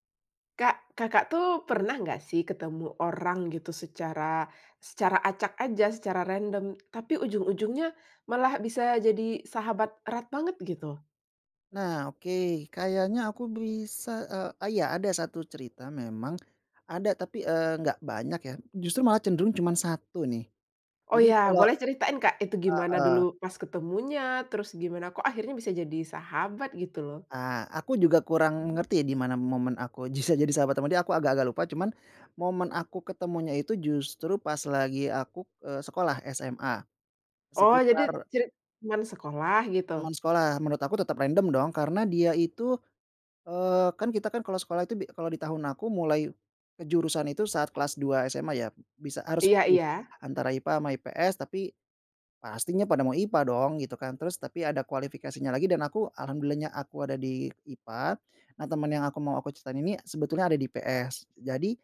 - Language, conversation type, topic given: Indonesian, podcast, Bisakah kamu menceritakan pertemuan tak terduga yang berujung pada persahabatan yang erat?
- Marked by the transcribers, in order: tapping; laughing while speaking: "bisa"